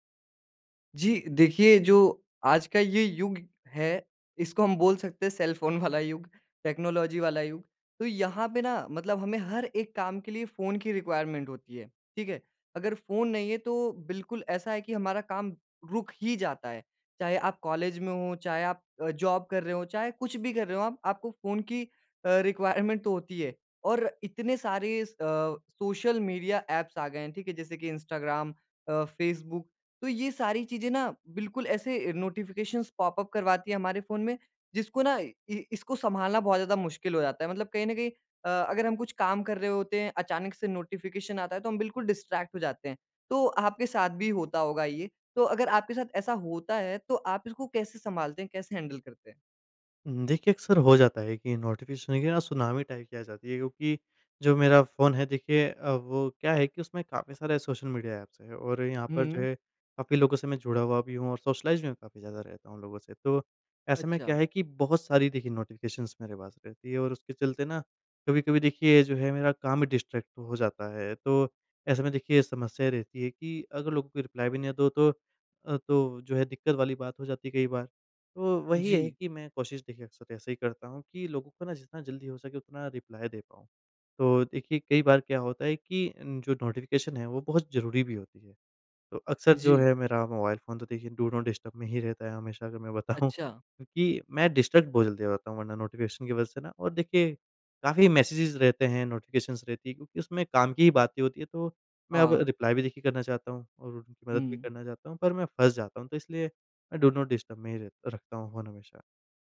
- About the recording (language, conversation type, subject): Hindi, podcast, आप सूचनाओं की बाढ़ को कैसे संभालते हैं?
- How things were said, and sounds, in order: in English: "सेलफ़ोन"; laughing while speaking: "वाला"; in English: "टेक्नोलॉजी"; in English: "रिक्वायरमेंट"; in English: "जॉब"; in English: "रिक्वायरमेंट"; in English: "एप्स"; in English: "नोटिफ़िकेशंस पॉप अप"; in English: "नोटिफ़िकेशन"; in English: "डिस्ट्रैक्ट"; in English: "हैंडल"; in English: "नोटिफ़िकेशन"; in English: "टाइप"; in English: "एप्स"; in English: "सोशलाइज़"; in English: "नोटिफ़िकेशंस"; in English: "डिस्ट्रैक्ट"; in English: "रिप्लाई"; in English: "रिप्लाई"; in English: "नोटिफ़िकेशन"; in English: "डू नॉट डिस्टर्ब"; laughing while speaking: "बताऊँ"; in English: "डिस्ट्रैक्ट"; in English: "नोटिफ़िकेशन"; in English: "मेसेजेज़"; in English: "नोटिफ़िकेशंस"; in English: "रिप्लाई"; in English: "डू नॉट डिस्टर्ब"